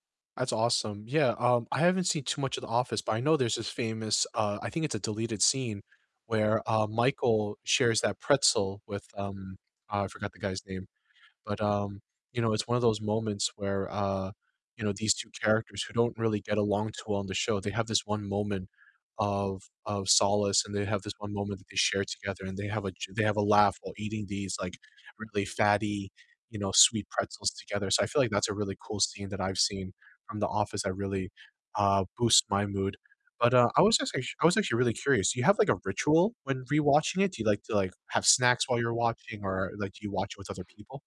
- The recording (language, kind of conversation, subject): English, unstructured, Which comfort show do you rewatch to instantly put a smile on your face, and why does it feel like home?
- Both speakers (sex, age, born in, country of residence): male, 25-29, United States, United States; male, 35-39, United States, United States
- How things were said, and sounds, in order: distorted speech; static; other background noise